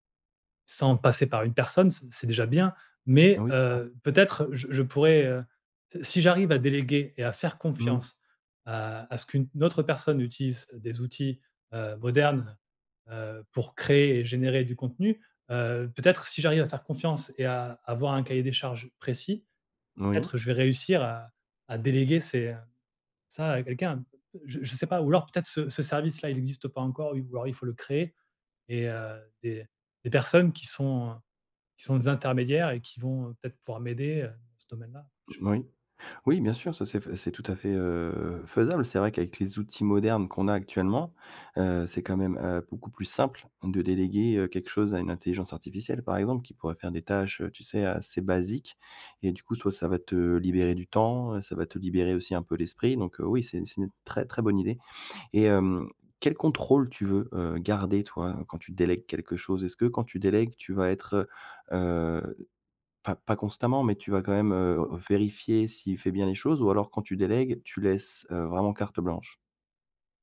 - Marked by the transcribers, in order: none
- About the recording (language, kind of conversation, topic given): French, advice, Comment surmonter mon hésitation à déléguer des responsabilités clés par manque de confiance ?